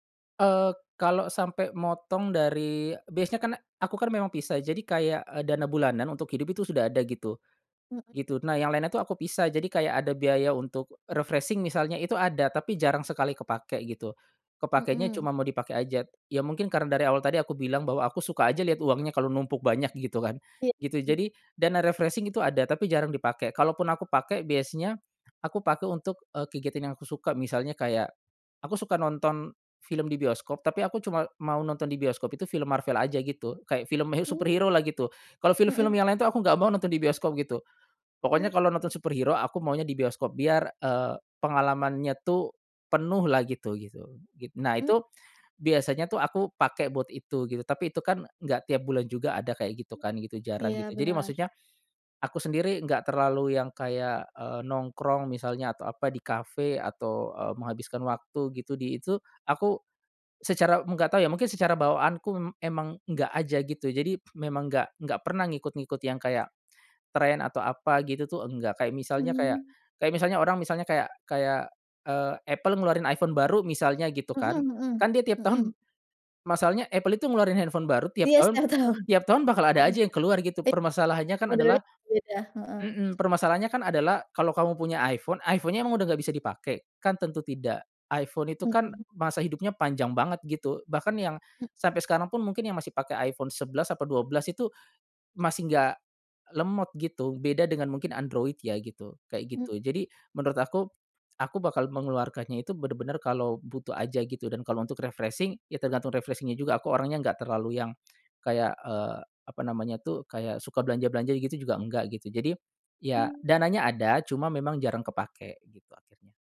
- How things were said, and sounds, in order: in English: "refreshing"; in English: "refreshing"; in English: "superhero"; in English: "superhero"; other background noise; laughing while speaking: "setiap tahun"; in English: "refreshing"; in English: "refreshing-nya"
- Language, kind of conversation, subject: Indonesian, podcast, Bagaimana kamu menyeimbangkan uang dan kebahagiaan?